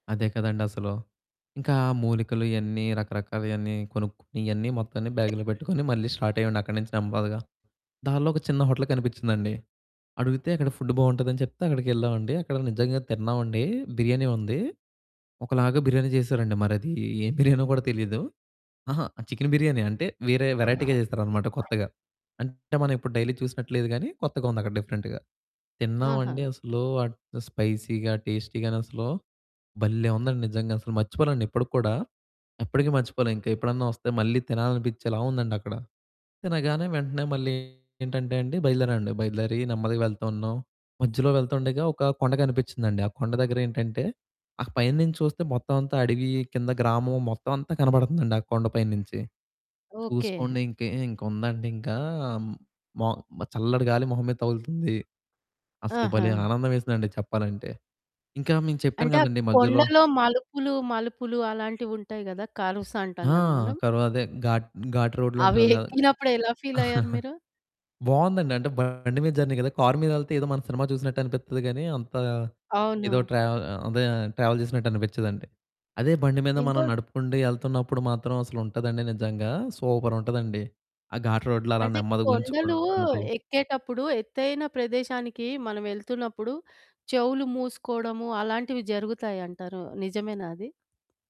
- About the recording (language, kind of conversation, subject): Telugu, podcast, ప్రయాణంలో దారి తప్పిపోయినప్పుడు మీరు ముందుగా ఏం చేశారు?
- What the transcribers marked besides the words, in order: other background noise; in English: "హోటల్"; in English: "వెరైటీగా"; in English: "డైలీ"; in English: "డిఫరెంట్‌గా"; in English: "స్పైసీగా, టేస్టీగానసలూ"; distorted speech; in English: "కర్వ్స్"; in English: "ఘాట్ ఘాట్ రోడ్‌లో"; giggle; in English: "జర్నీ"; in English: "ట్రావెల్"; in English: "ఘాట్ రోడ్‌లో"